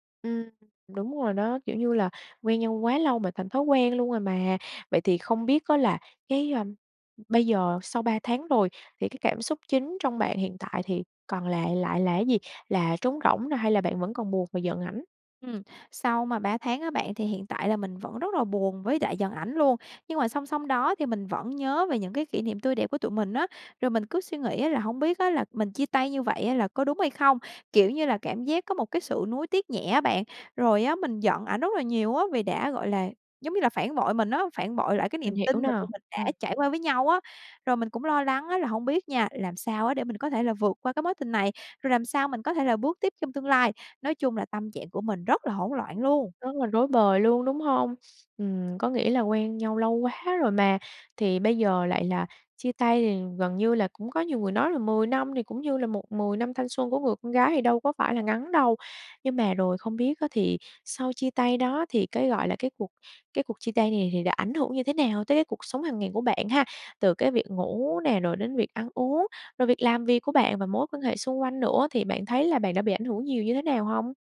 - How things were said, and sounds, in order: tapping; other noise
- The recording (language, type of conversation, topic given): Vietnamese, advice, Làm sao để vượt qua cảm giác chật vật sau chia tay và sẵn sàng bước tiếp?